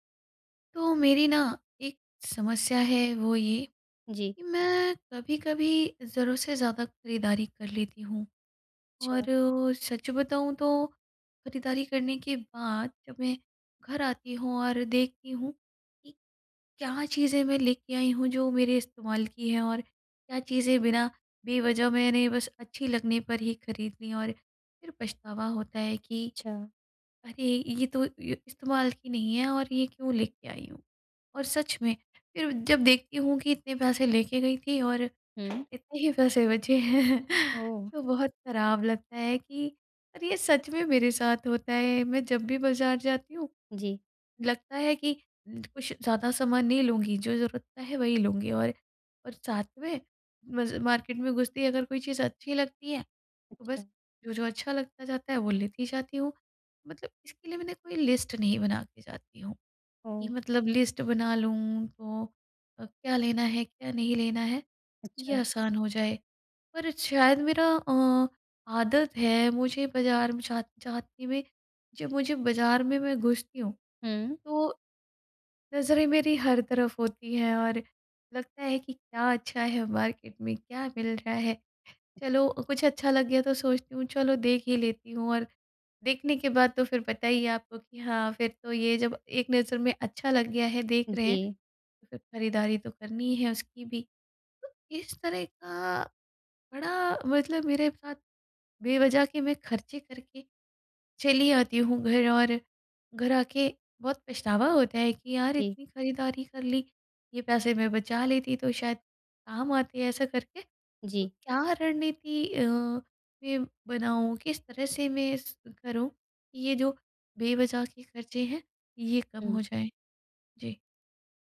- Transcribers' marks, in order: laughing while speaking: "ही पैसे बचे हैं"; other background noise; in English: "मार्केट"; in English: "लिस्ट"; in English: "लिस्ट"; tapping; in English: "मार्केट"
- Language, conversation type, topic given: Hindi, advice, खरीदारी के बाद पछतावे से बचने और सही फैशन विकल्प चुनने की रणनीति